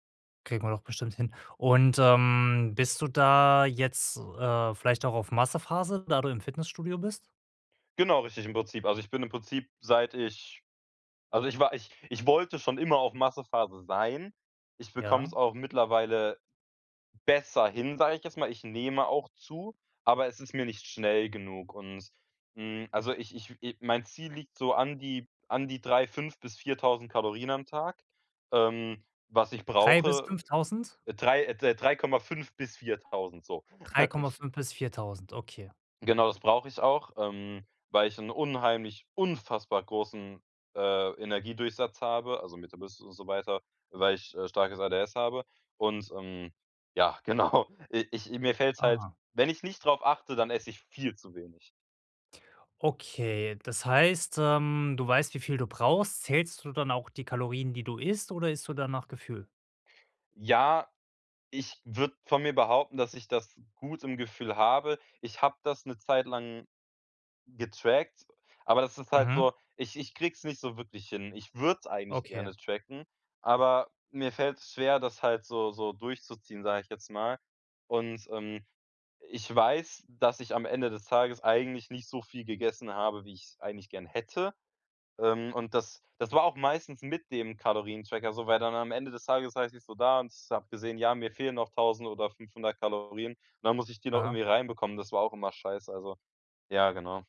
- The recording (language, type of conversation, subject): German, advice, Woran erkenne ich, ob ich wirklich Hunger habe oder nur Appetit?
- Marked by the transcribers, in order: other background noise; laugh; unintelligible speech; stressed: "viel"